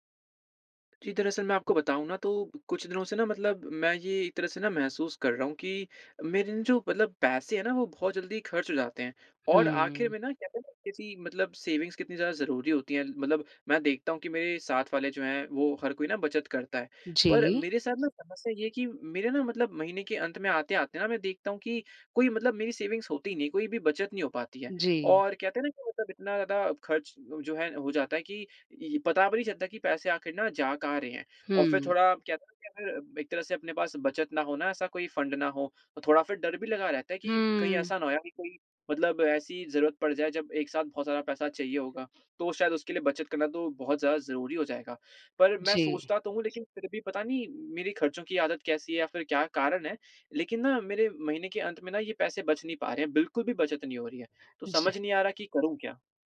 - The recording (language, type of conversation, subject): Hindi, advice, महीने के अंत में बचत न बच पाना
- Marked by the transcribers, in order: in English: "सेविंग्स"; in English: "सेविंग्स"; in English: "फंड"